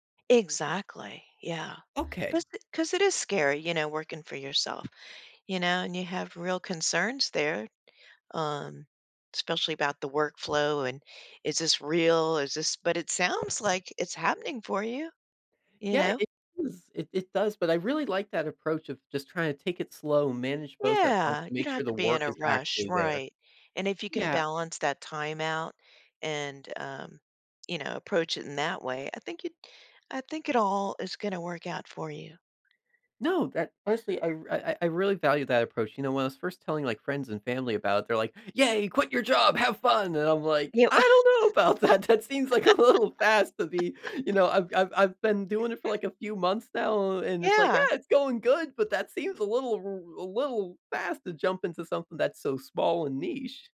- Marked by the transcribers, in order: tapping; laughing while speaking: "Yeah, quit your job, have fun"; chuckle; joyful: "I don't know about that"; laugh; laughing while speaking: "That seems like a little fast to be, you know"; giggle; joyful: "Yeah, it's going good"
- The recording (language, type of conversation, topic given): English, advice, How can I manage my nerves and make a confident start at my new job?